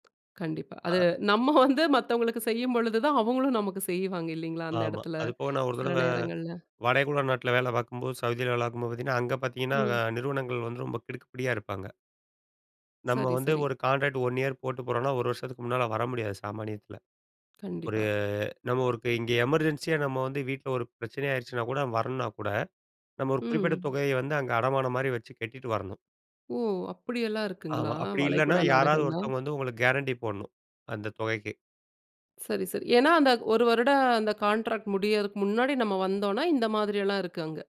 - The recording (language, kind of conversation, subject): Tamil, podcast, உதவி தேவைப்படும் போது முதலில் யாரை அணுகுவீர்கள்?
- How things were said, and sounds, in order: other noise; laughing while speaking: "நம்ம வந்து மத்தவங்களுக்கு"